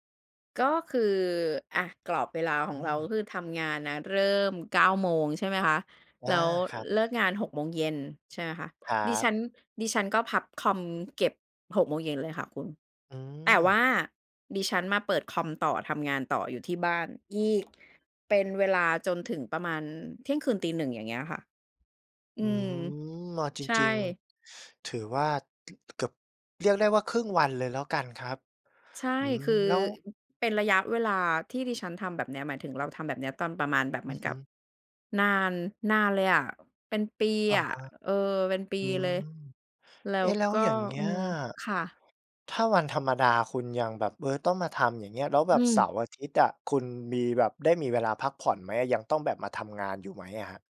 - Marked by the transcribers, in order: other background noise
- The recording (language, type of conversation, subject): Thai, podcast, จุดเปลี่ยนสำคัญในเส้นทางอาชีพของคุณคืออะไร?